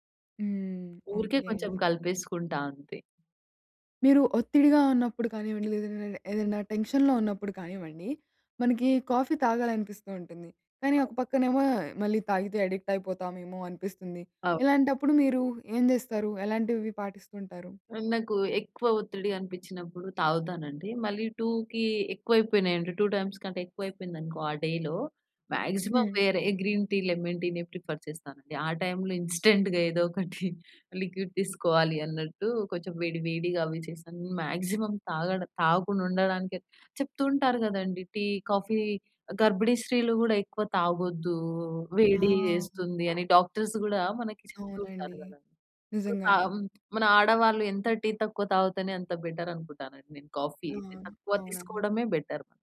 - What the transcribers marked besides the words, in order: in English: "టెన్షన్‌లో"; in English: "కాఫీ"; other background noise; in English: "అడిక్ట్"; in English: "టూకీ"; in English: "టు టైమ్స్"; in English: "డేలో, మాక్సిమం"; in English: "గ్రీన్ టీ, లెమన్ టీనే ప్రిఫర్"; in English: "టైమ్‌లో ఇన్స్టాంట్‌గా"; in English: "లిక్విడ్"; in English: "మాక్సిమం"; in English: "కాఫీ"; door; in English: "డాక్టర్స్"; in English: "బెటర్"; in English: "కాఫీ"; in English: "బెటర్"
- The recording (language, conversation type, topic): Telugu, podcast, కాఫీ మీ రోజువారీ శక్తిని ఎలా ప్రభావితం చేస్తుంది?